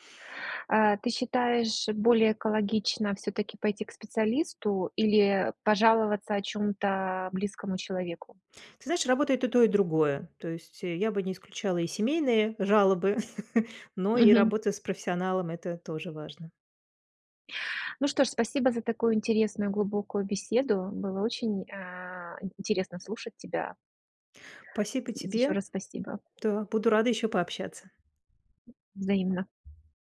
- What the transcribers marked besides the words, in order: tapping; chuckle; other background noise
- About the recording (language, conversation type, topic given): Russian, podcast, Что помогает не сожалеть о сделанном выборе?